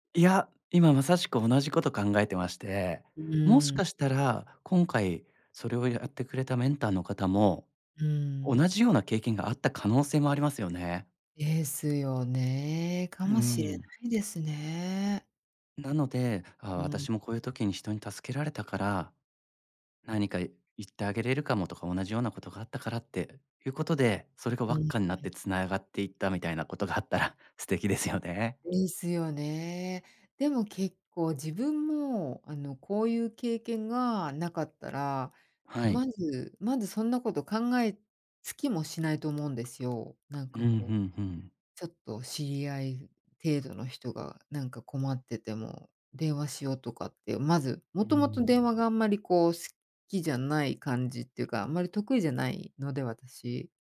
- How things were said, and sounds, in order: laughing while speaking: "素敵ですよね"
- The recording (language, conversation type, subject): Japanese, podcast, 良いメンターの条件って何だと思う？